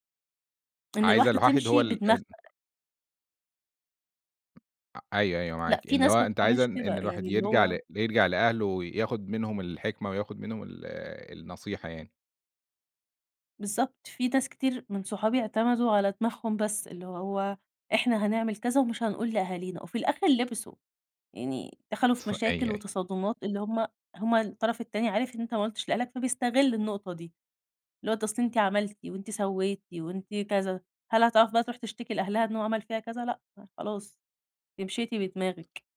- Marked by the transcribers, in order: none
- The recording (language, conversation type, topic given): Arabic, podcast, إيه أهم حاجة كنت بتفكر فيها قبل ما تتجوز؟